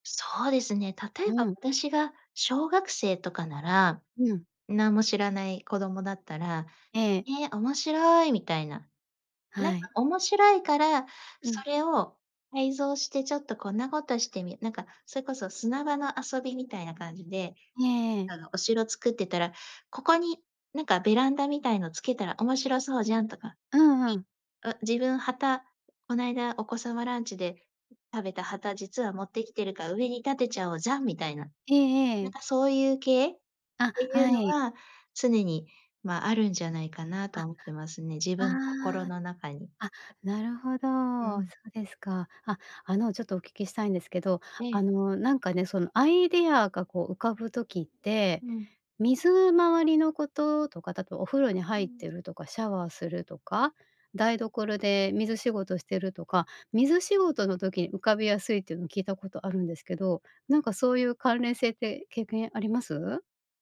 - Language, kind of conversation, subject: Japanese, podcast, アイデアが浮かぶのはどんなときですか？
- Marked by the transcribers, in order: alarm; other background noise